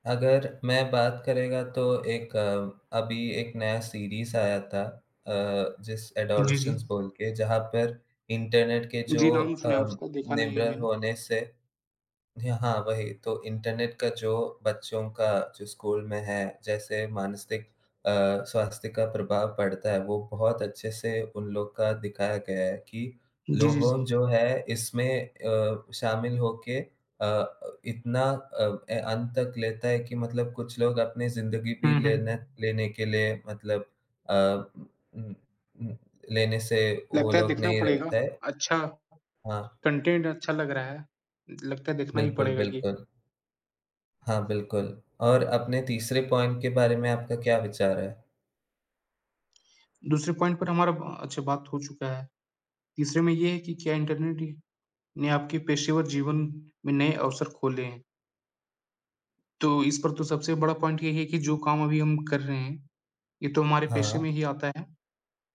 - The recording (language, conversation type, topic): Hindi, unstructured, इंटरनेट ने आपके जीवन को कैसे बदला है?
- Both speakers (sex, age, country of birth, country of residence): male, 20-24, India, India; male, 20-24, India, India
- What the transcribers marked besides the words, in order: in English: "कंटेंट"; tapping; in English: "पॉइंट"; in English: "पॉइंट"; in English: "पॉइंट"